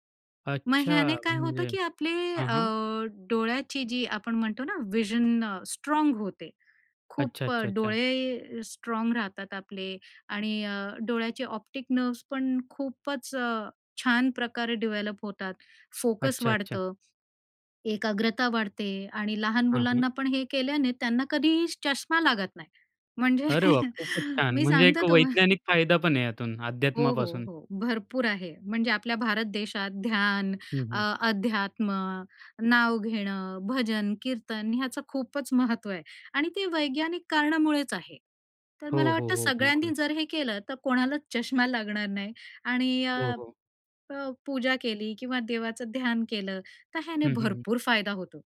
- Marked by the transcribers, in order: in English: "व्हिजन"; in English: "ऑप्टिक नर्व्हस"; in English: "डेव्हलप"; other background noise; laughing while speaking: "म्हणजे"
- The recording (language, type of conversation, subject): Marathi, podcast, तुमची रोजची पूजा किंवा ध्यानाची सवय नेमकी कशी असते?